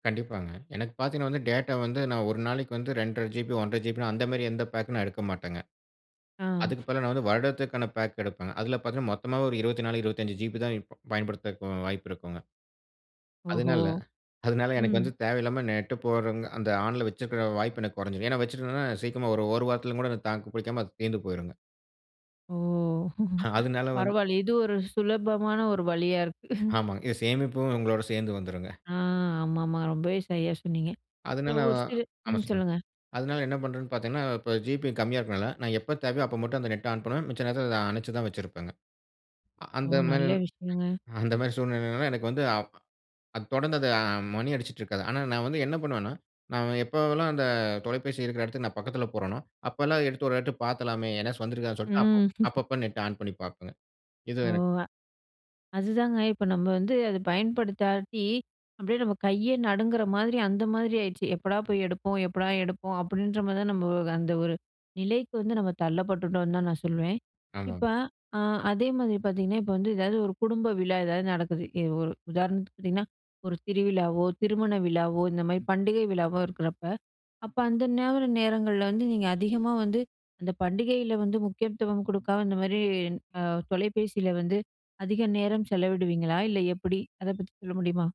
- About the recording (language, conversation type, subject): Tamil, podcast, கைபேசி அறிவிப்புகள் நமது கவனத்தைச் சிதறவைக்கிறதா?
- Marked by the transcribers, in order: laughing while speaking: "பரவால இது ஒரு சுலபமான ஒரு வழியா இருக்கு"; chuckle; chuckle; chuckle